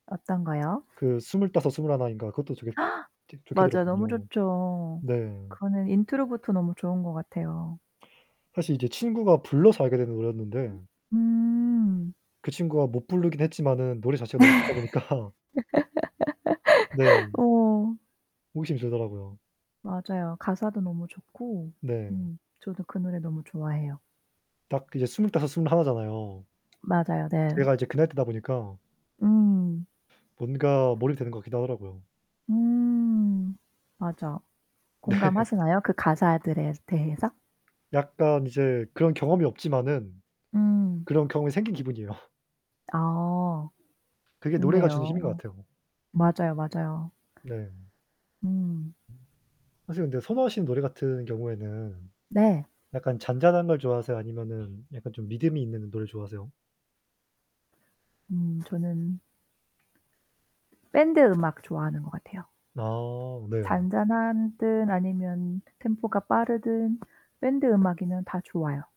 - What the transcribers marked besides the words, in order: static; gasp; other noise; laugh; distorted speech; laughing while speaking: "보니까"; other background noise; tapping; mechanical hum; laughing while speaking: "네"
- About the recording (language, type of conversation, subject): Korean, unstructured, 어떤 음악을 들으면 가장 기분이 좋아지나요?